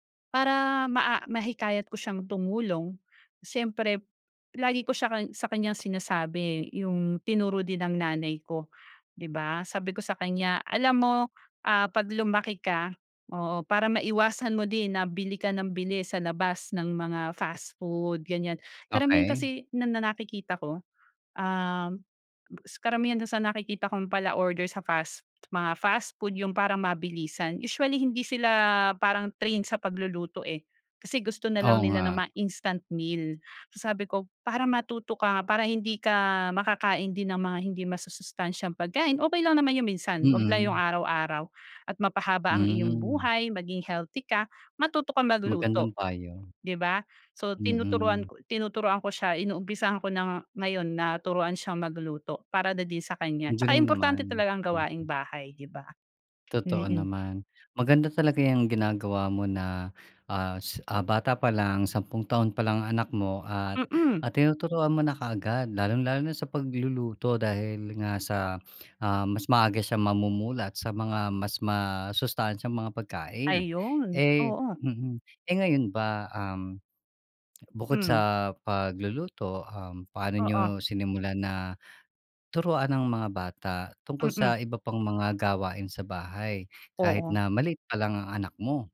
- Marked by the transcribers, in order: none
- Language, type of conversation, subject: Filipino, podcast, Paano ninyo hinihikayat ang mga bata na tumulong sa mga gawaing bahay?